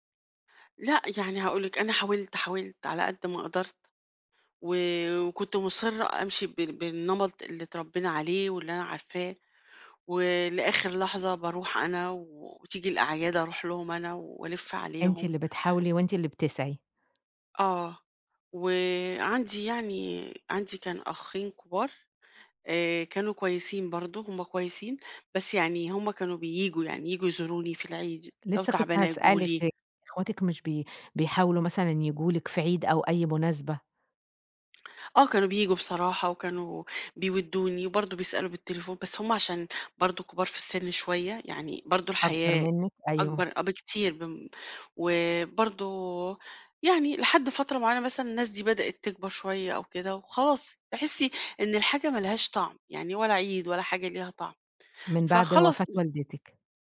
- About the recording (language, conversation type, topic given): Arabic, podcast, إزاي اتغيّرت علاقتك بأهلك مع مرور السنين؟
- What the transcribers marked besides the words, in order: none